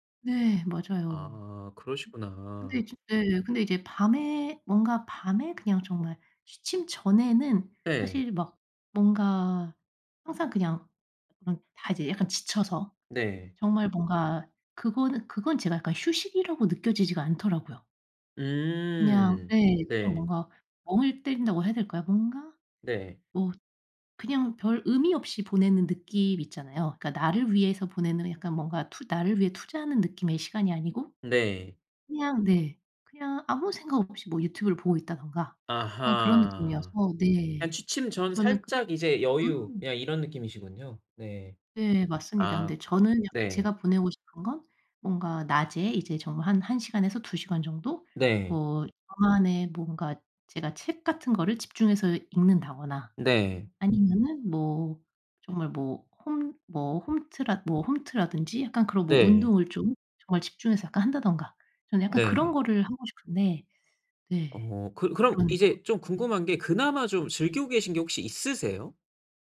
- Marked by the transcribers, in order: drawn out: "음"; tapping
- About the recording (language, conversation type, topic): Korean, advice, 집에서 편안하게 쉬거나 여가를 즐기기 어려운 이유가 무엇인가요?